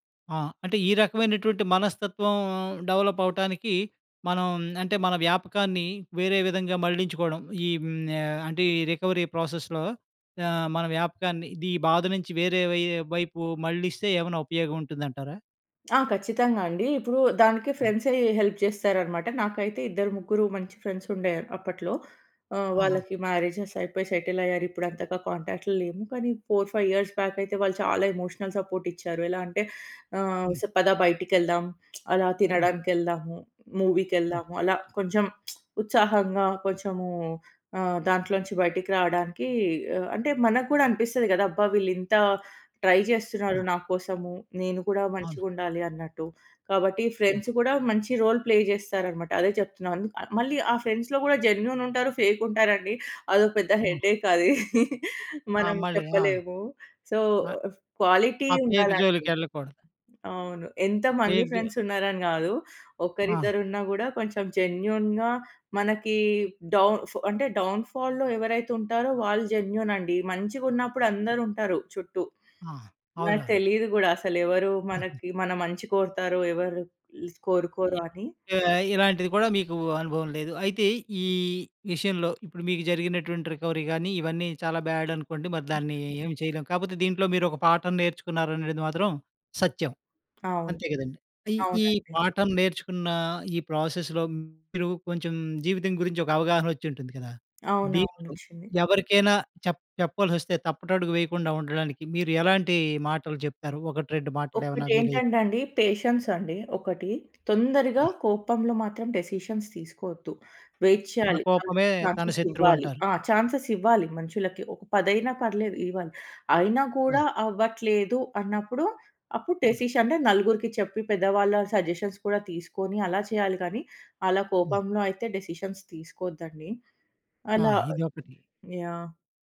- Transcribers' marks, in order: in English: "డెవలప్"; in English: "రికవరీ ప్రాసెస్‌లో"; tapping; in English: "హెల్ప్"; in English: "ఫ్రెండ్స్"; in English: "మ్యారేజెస్"; in English: "సెటిల్"; in English: "కాంటాక్ట్‌లో"; in English: "ఫోర్ ఫైవ్ ఇయర్స్ బ్యాక్"; in English: "ఎమోషనల్ సపోర్ట్"; lip smack; lip smack; in English: "ట్రై"; other noise; in English: "ఫ్రెండ్స్"; in English: "రోల్ ప్లే"; in English: "ఫ్రెండ్స్‌లో"; in English: "జెన్యూన్"; in English: "ఫేక్"; in English: "ఫేక్"; in English: "హెడేక్"; chuckle; other background noise; in English: "సో, క్వాలిటీ"; in English: "ఫేక్"; in English: "ఫ్రెండ్స్"; in English: "జెన్యూన్‌గా"; in English: "డౌన్ ఫ్"; in English: "డౌన్ ఫాల్‌లో"; in English: "జెన్యూన్"; in English: "రికవరీ"; in English: "బ్యాడ్"; in English: "పేషెన్స్"; in English: "డేసిషన్స్"; in English: "వెయిట్"; in English: "ఛాన్సెస్"; in English: "ఛాన్సెస్"; in English: "డేసిషన్స్"; in English: "సజెషన్స్"; in English: "డేసిషన్స్"
- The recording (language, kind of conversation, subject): Telugu, podcast, మీ కోలుకునే ప్రయాణంలోని అనుభవాన్ని ఇతరులకు కూడా ఉపయోగపడేలా వివరించగలరా?